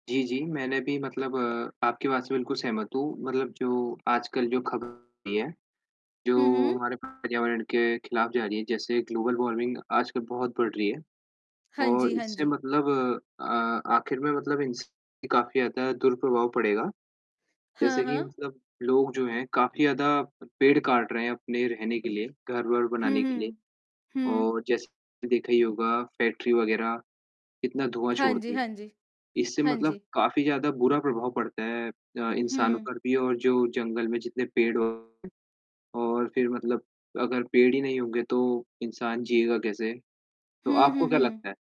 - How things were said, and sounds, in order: static; tapping; distorted speech; in English: "ग्लोबल वार्मिंग"; other background noise
- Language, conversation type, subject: Hindi, unstructured, ग्लोबल वार्मिंग को रोकने के लिए एक आम आदमी क्या कर सकता है?